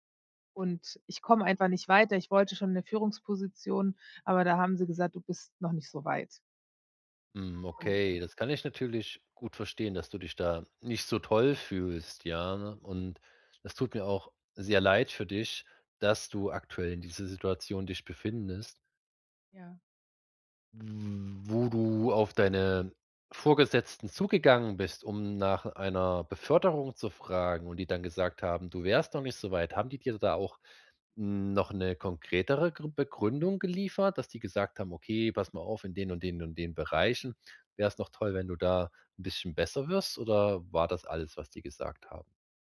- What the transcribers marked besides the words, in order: siren; drawn out: "Wo"
- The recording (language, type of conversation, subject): German, advice, Ist jetzt der richtige Zeitpunkt für einen Jobwechsel?